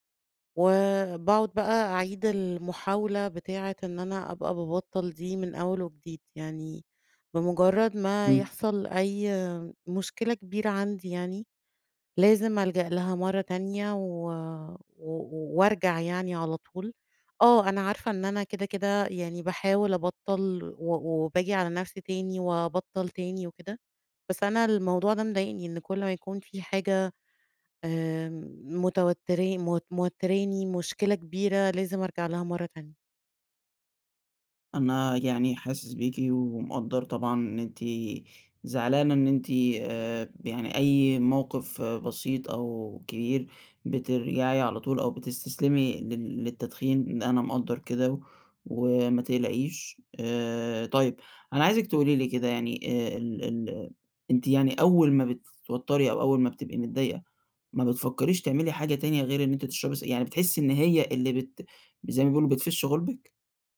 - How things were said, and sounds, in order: none
- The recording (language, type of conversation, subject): Arabic, advice, إمتى بتلاقي نفسك بترجع لعادات مؤذية لما بتتوتر؟